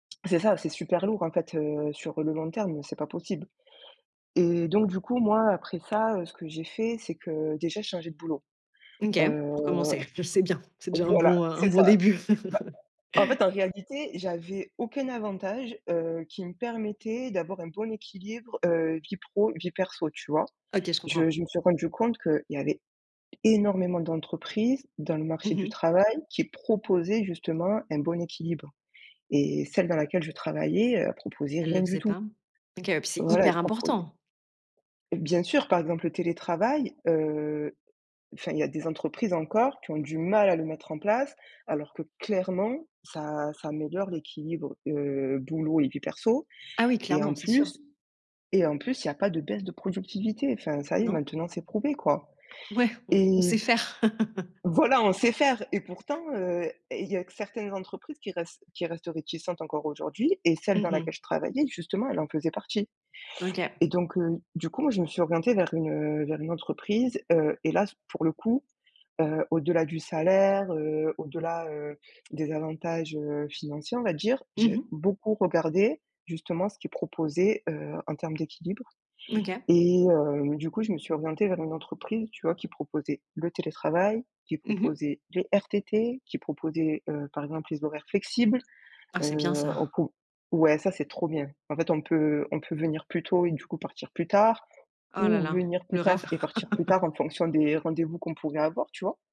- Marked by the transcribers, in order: chuckle; stressed: "proposaient"; stressed: "hyper"; stressed: "mal"; stressed: "clairement"; chuckle; tapping; stressed: "flexibles"; chuckle
- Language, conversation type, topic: French, podcast, Comment trouves-tu un bon équilibre entre le travail et la vie personnelle ?